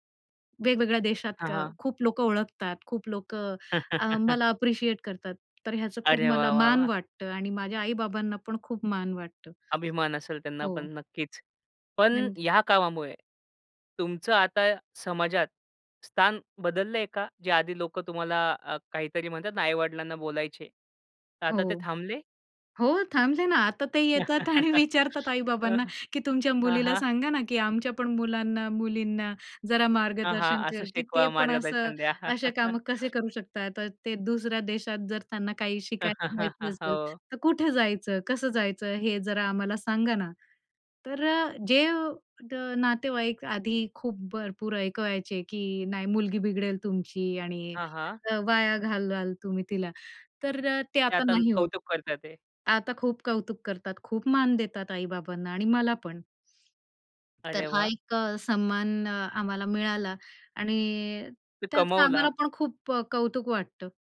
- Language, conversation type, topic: Marathi, podcast, तुमच्या कामामुळे तुमची ओळख कशी बदलली आहे?
- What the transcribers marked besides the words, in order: chuckle; in English: "अप्रिशिएट"; other background noise; unintelligible speech; laughing while speaking: "आणि विचारतात आई-बाबांना"; chuckle; chuckle; chuckle; tapping